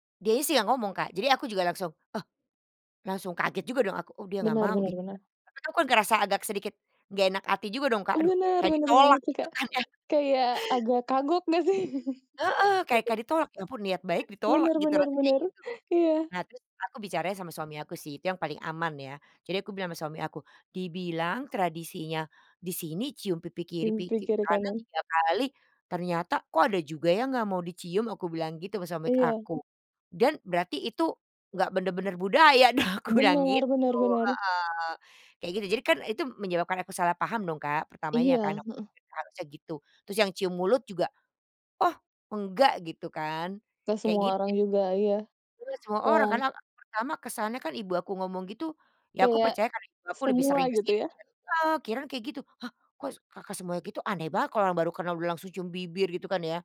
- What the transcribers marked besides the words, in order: laughing while speaking: "kan ya?"; laughing while speaking: "sih?"; laugh; laughing while speaking: "dong"
- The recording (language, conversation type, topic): Indonesian, podcast, Pernahkah Anda mengalami salah paham karena perbedaan budaya? Bisa ceritakan?